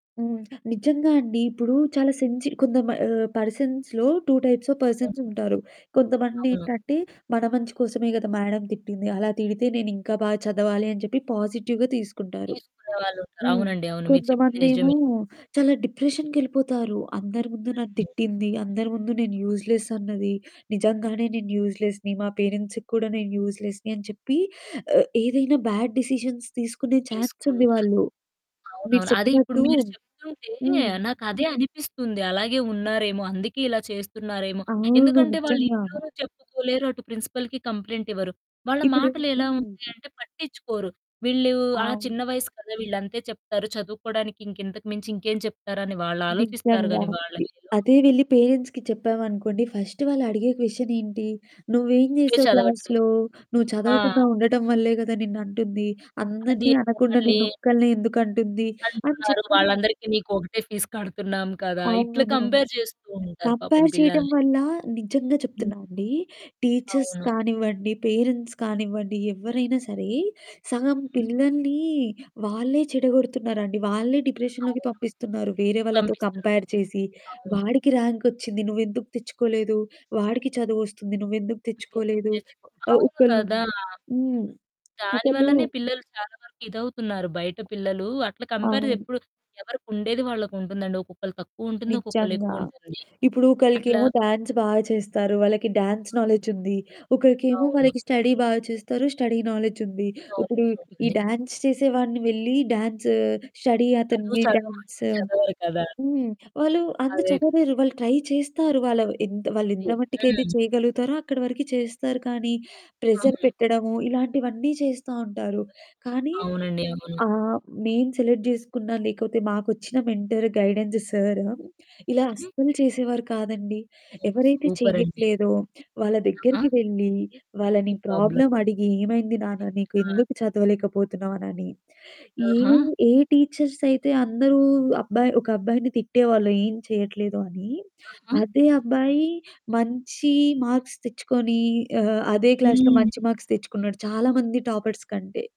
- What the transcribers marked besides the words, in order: in English: "పర్సన్స్‌లో టూ టైప్స్ ఆఫ్ పర్సన్స్"; in English: "మేడమ్"; in English: "పాజిటివ్‌గా"; distorted speech; in English: "యూజ్‌లెస్"; in English: "యూజ్‌లెస్‌ని"; in English: "పేరెంట్స్‌కి"; in English: "యూజ్‌లెస్‌ని"; in English: "బ్యాడ్ డెసిషన్స్"; in English: "ఛాన్స్"; other background noise; in English: "ప్రిన్సిపల్‌కి కంప్లెయింట్"; unintelligible speech; in English: "పేరెంట్స్‌కి"; in English: "ఫస్ట్"; in English: "క్లాస్‌లో?"; in English: "ఫీస్"; in English: "కంపేర్"; in English: "కంపేర్"; in English: "టీచర్స్"; in English: "పేరెంట్స్"; in English: "డిప్రెషన్‌లోకి"; in English: "కంపేర్"; background speech; in English: "డాన్స్"; in English: "డాన్స్"; in English: "స్టడీ"; in English: "స్టడీ"; in English: "నాలెడ్జ్"; in English: "డాన్స్"; in English: "స్టడీ"; "చదవలేరు" said as "చవవేరు"; in English: "ట్రై"; in English: "ప్రెజర్"; in English: "సెలెక్ట్"; in English: "గైడెన్స్"; in English: "సూపర్"; in English: "ప్రాబ్లమ్"; static; in English: "ప్రాబ్లమ్"; in English: "టీచర్స్"; in English: "మార్క్స్"; in English: "క్లాస్‌లో"; in English: "మార్క్స్"; in English: "టాపర్స్"
- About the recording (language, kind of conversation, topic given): Telugu, podcast, సరైన మార్గదర్శకుడిని గుర్తించడానికి మీరు ఏ అంశాలను పరిగణలోకి తీసుకుంటారు?